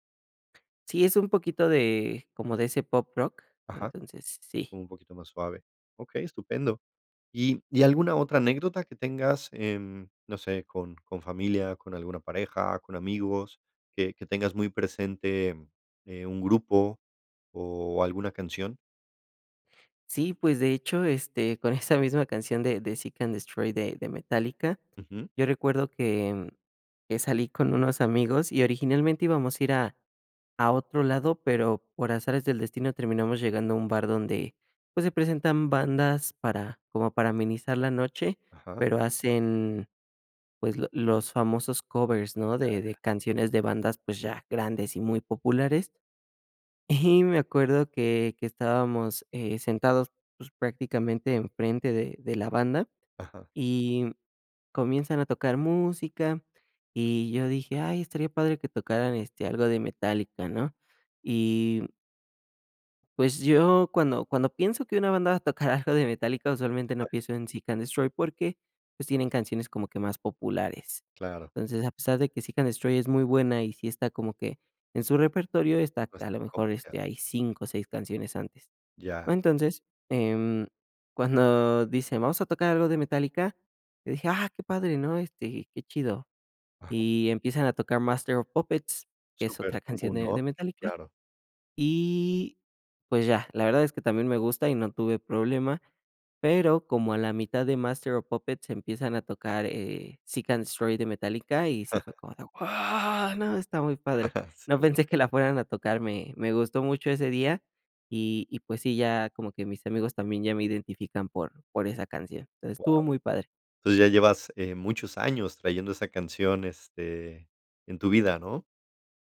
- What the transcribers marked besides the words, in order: tapping; chuckle; chuckle; chuckle; other background noise; laugh; chuckle
- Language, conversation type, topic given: Spanish, podcast, ¿Cuál es tu canción favorita y por qué te conmueve tanto?